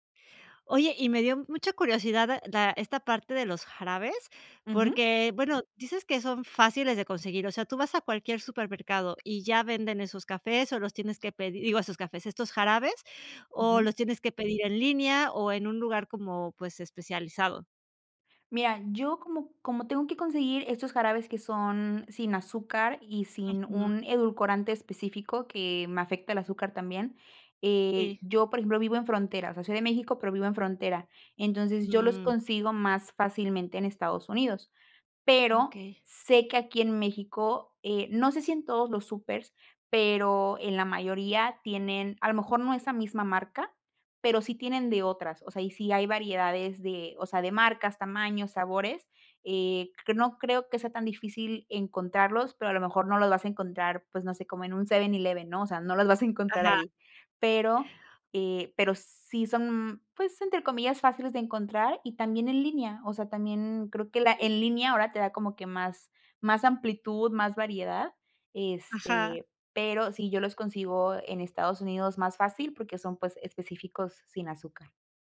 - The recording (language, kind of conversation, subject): Spanish, podcast, ¿Qué papel tiene el café en tu mañana?
- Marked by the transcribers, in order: other background noise; laughing while speaking: "encontrar"